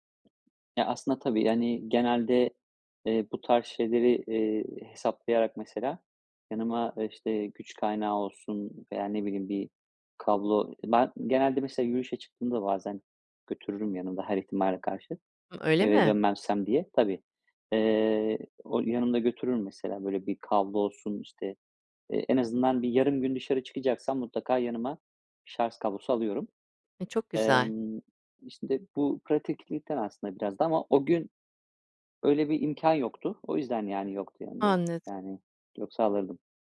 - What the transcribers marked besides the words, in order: tapping; "şarj" said as "şarz"
- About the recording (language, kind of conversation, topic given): Turkish, podcast, Telefonunun şarjı bittiğinde yolunu nasıl buldun?